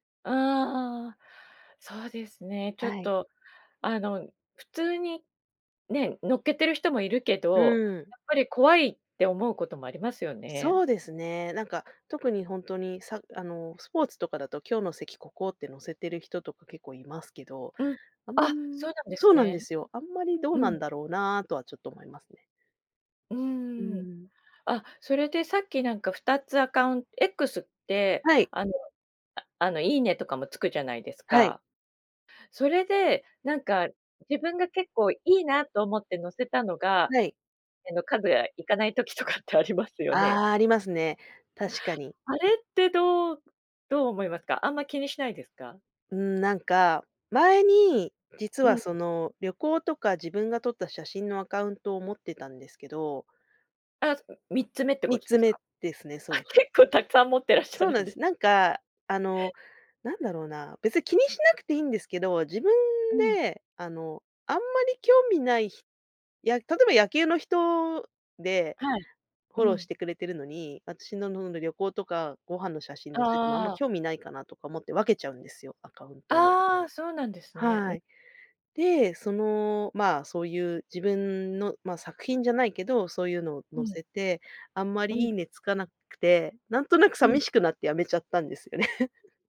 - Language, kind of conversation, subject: Japanese, podcast, SNSとどう付き合っていますか？
- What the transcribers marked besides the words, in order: other background noise; laughing while speaking: "とかって"; laughing while speaking: "らっしゃるんで"; laugh; laughing while speaking: "ですよね"